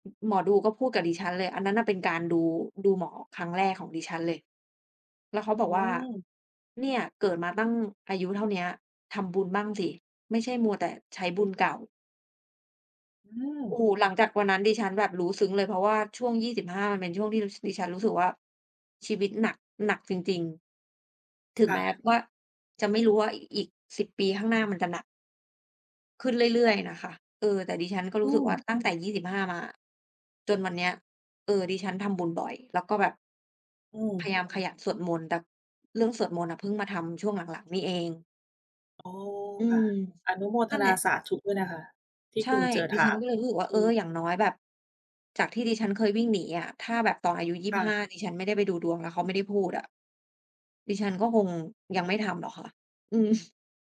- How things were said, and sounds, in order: chuckle
- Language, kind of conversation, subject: Thai, unstructured, คุณคิดว่าศาสนามีบทบาทอย่างไรในชีวิตประจำวันของคุณ?